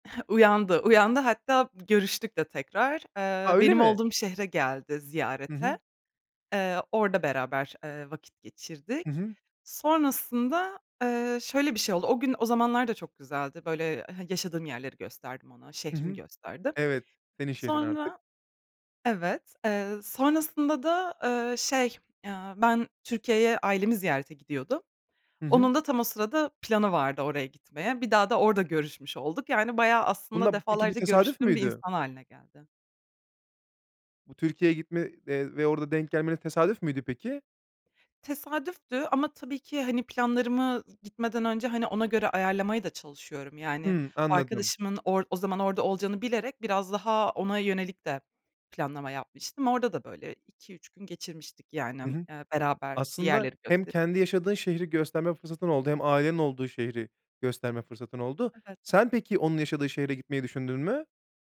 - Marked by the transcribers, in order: chuckle; other background noise; tapping
- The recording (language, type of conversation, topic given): Turkish, podcast, Yolda tanıştığın unutulmaz bir kişiyi anlatır mısın?